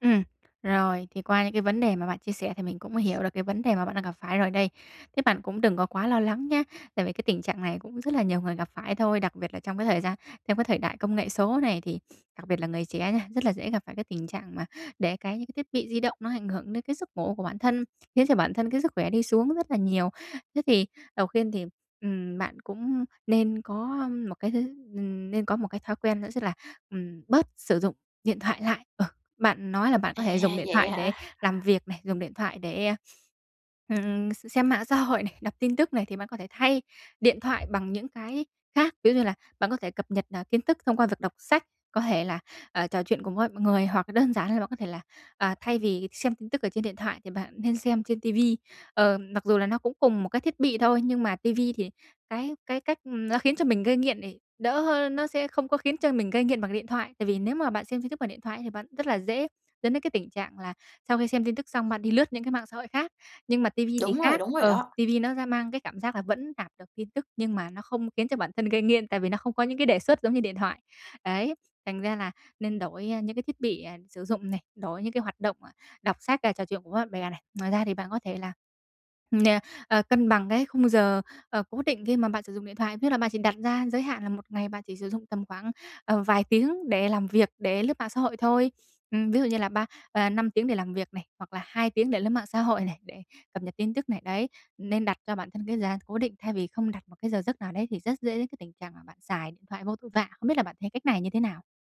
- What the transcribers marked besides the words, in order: sniff; tapping; sniff; sniff
- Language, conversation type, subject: Vietnamese, advice, Làm thế nào để giảm thời gian dùng điện thoại vào buổi tối để ngủ ngon hơn?